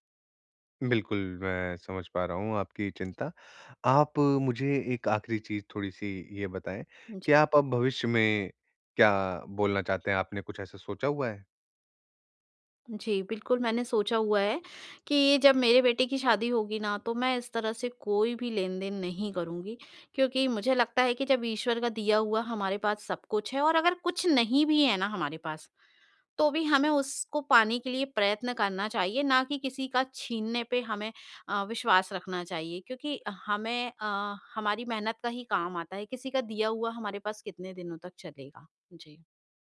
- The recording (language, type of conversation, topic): Hindi, advice, समूह में जब सबकी सोच अलग हो, तो मैं अपनी राय पर कैसे कायम रहूँ?
- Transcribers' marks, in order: none